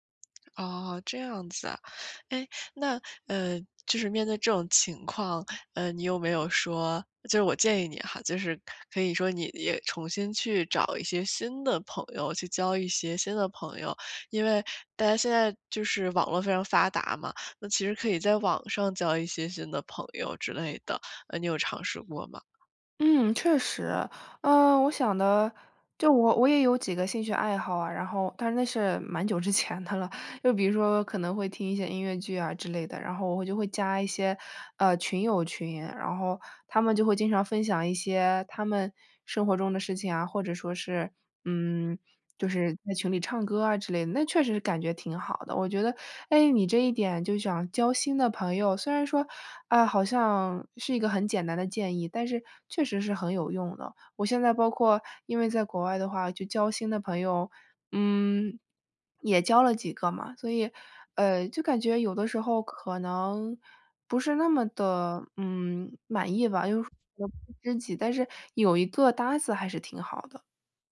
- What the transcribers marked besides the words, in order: tapping; unintelligible speech
- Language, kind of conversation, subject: Chinese, advice, 我该如何应对悲伤和内心的空虚感？